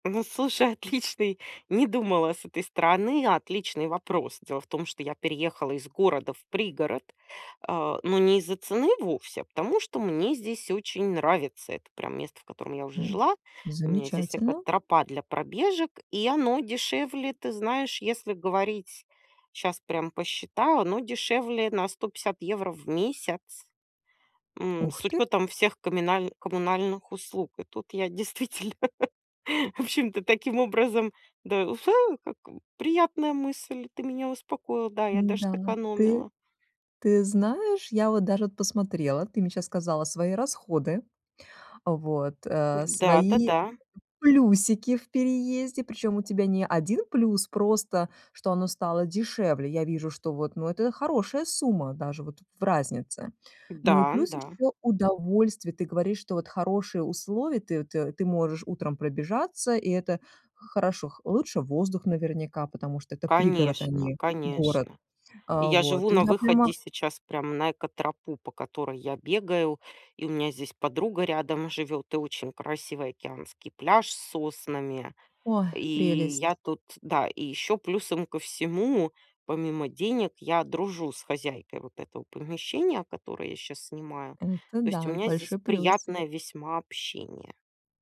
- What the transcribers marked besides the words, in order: laughing while speaking: "действительно"; chuckle; blowing; other background noise; other noise
- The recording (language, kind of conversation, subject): Russian, advice, Как мне спланировать бюджет и сократить расходы на переезд?